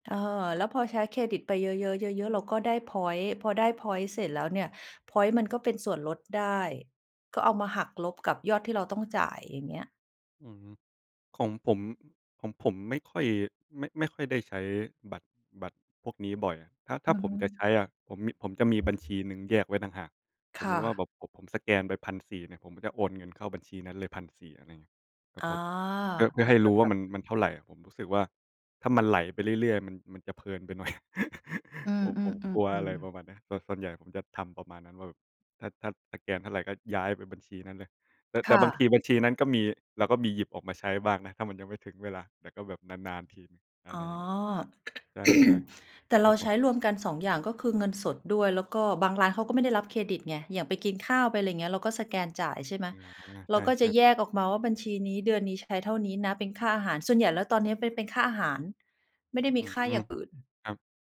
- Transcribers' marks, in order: tapping; laugh; other background noise; throat clearing
- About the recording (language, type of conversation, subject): Thai, unstructured, คุณคิดอย่างไรเกี่ยวกับการใช้บัตรเครดิตในชีวิตประจำวัน?